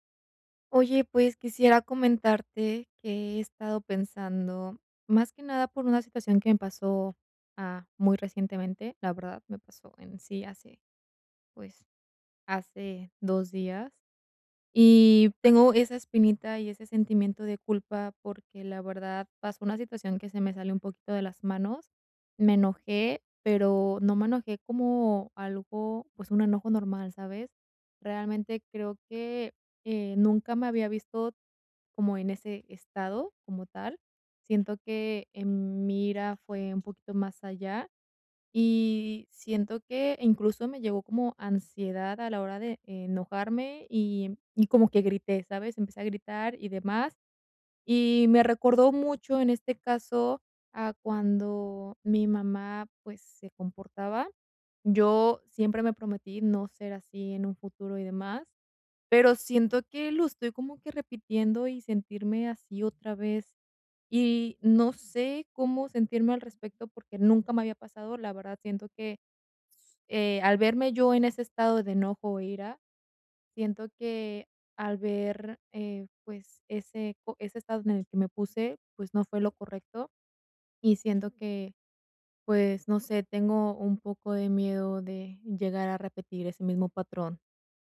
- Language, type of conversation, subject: Spanish, advice, ¿Cómo puedo dejar de repetir patrones de comportamiento dañinos en mi vida?
- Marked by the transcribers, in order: other background noise